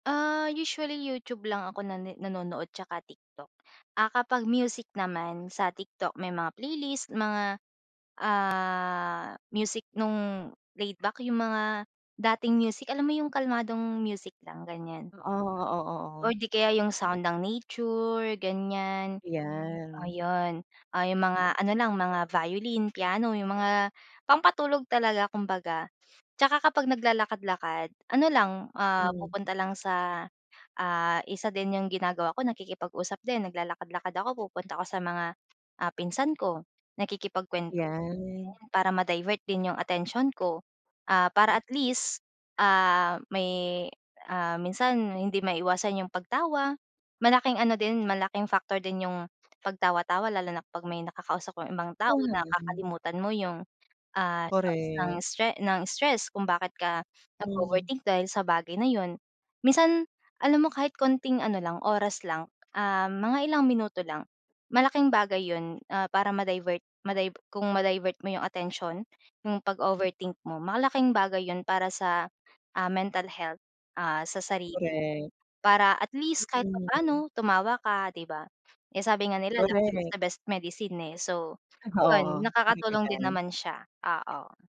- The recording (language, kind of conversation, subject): Filipino, podcast, Ano ang ginagawa mo para hindi ka masyadong mag-isip nang mag-isip?
- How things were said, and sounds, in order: in English: "laid-back"; tapping; other background noise; unintelligible speech; in English: "mental health"; in English: "Laughter is the best medicine"